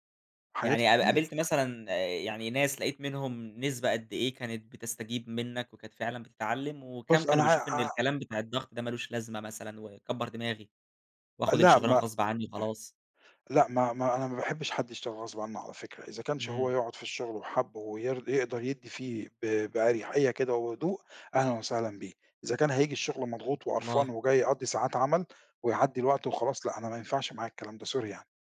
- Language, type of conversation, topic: Arabic, podcast, إزاي بتتعامل مع ضغط الشغل اليومي؟
- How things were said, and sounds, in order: other background noise; in English: "sorry"